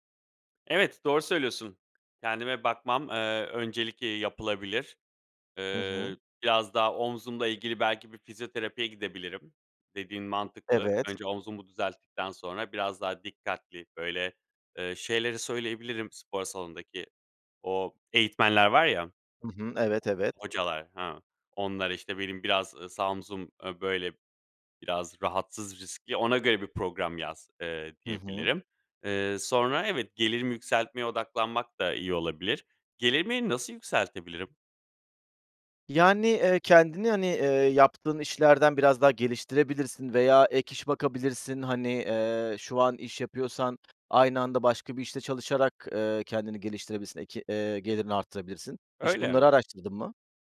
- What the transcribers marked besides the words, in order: other background noise
- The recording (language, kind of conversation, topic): Turkish, advice, Dış görünüşün ve beden imajınla ilgili hissettiğin baskı hakkında neler hissediyorsun?